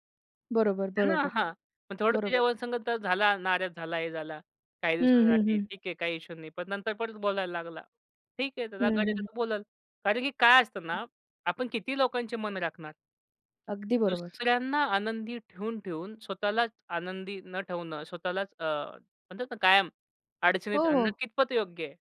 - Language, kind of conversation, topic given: Marathi, podcast, सतत ‘हो’ म्हणण्याची सवय कशी सोडाल?
- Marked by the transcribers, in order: other noise